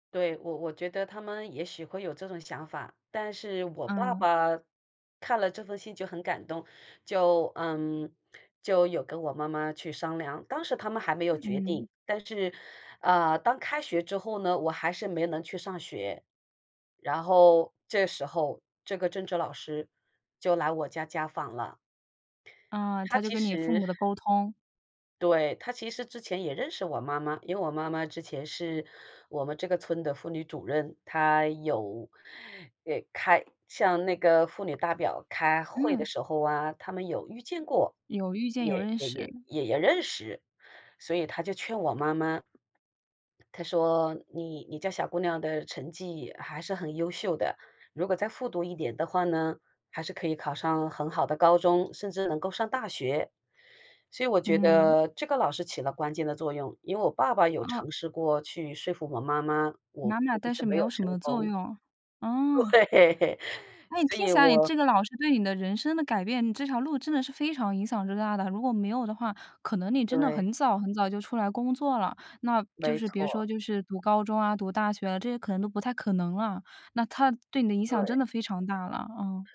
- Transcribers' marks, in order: "代表" said as "大表"; other background noise; laughing while speaking: "对"
- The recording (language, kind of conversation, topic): Chinese, podcast, 有没有哪位老师或前辈曾经影响并改变了你的人生方向？